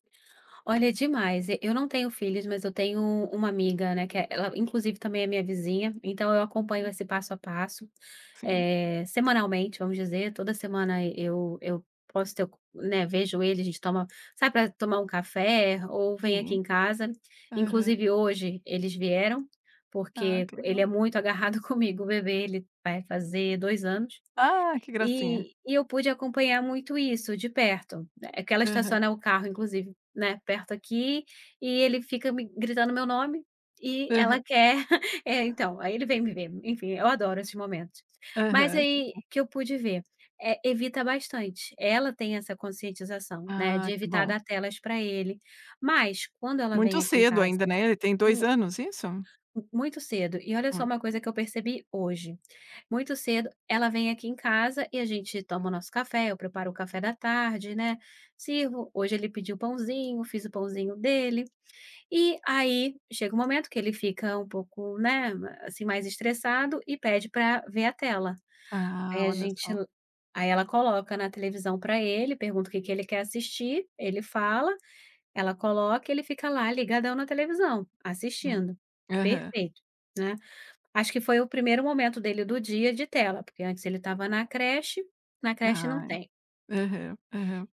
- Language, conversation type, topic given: Portuguese, podcast, Você acha que as telas aproximam ou afastam as pessoas?
- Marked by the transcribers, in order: laugh